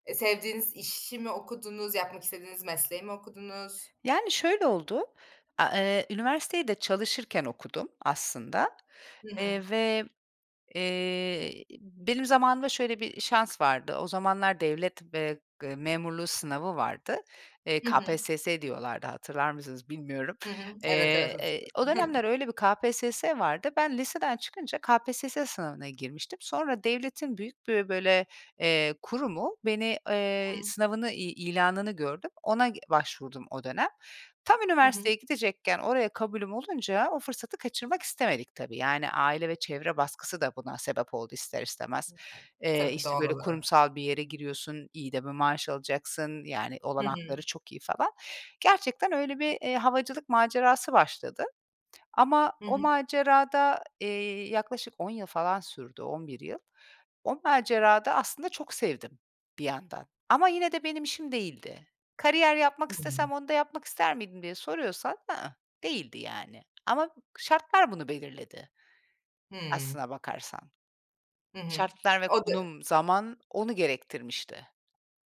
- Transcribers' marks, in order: tapping; chuckle; other background noise; unintelligible speech
- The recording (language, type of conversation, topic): Turkish, podcast, Sevdiğin işi mi yoksa güvenli bir maaşı mı seçersin, neden?